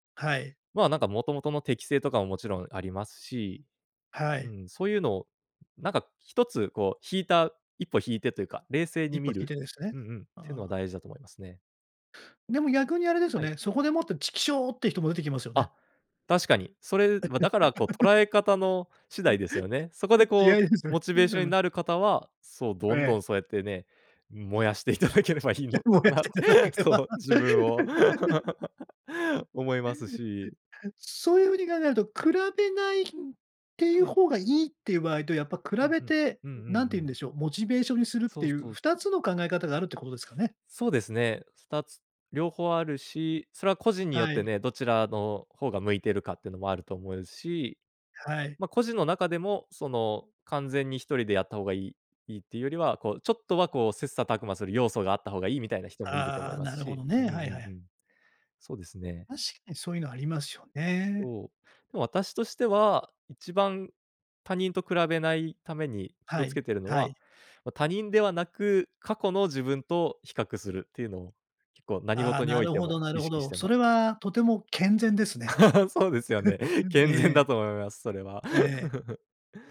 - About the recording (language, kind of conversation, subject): Japanese, podcast, 他人と比べないために、普段どんな工夫をしていますか？
- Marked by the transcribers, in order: tapping; laugh; laugh; laughing while speaking: "え、燃やしていただければ"; laughing while speaking: "いただければいいのかな そう、自分を"; laugh; laugh; chuckle; laugh